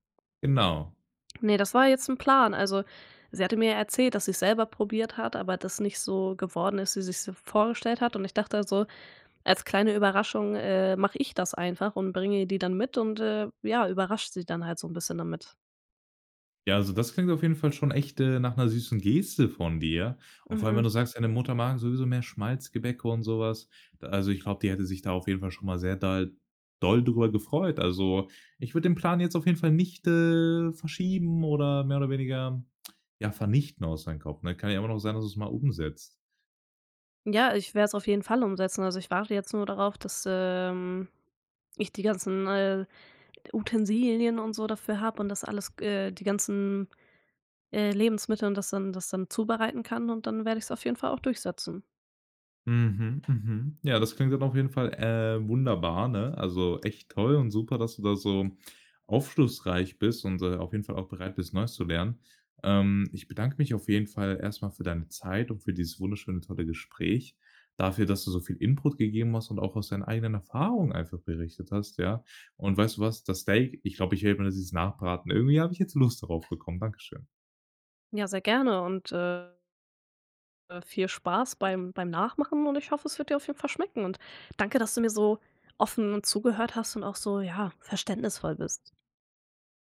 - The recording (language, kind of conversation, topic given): German, podcast, Was begeistert dich am Kochen für andere Menschen?
- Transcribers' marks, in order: stressed: "ich"; stressed: "Geste"; drawn out: "äh"; drawn out: "ähm"; joyful: "Irgendwie hab ich jetzt Lust darauf bekommen"